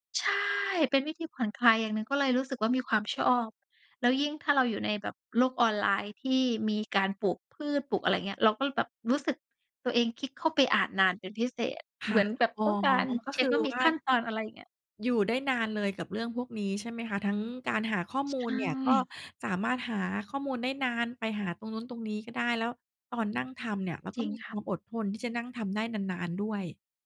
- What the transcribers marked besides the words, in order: none
- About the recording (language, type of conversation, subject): Thai, podcast, จะทำสวนครัวเล็กๆ บนระเบียงให้ปลูกแล้วเวิร์กต้องเริ่มยังไง?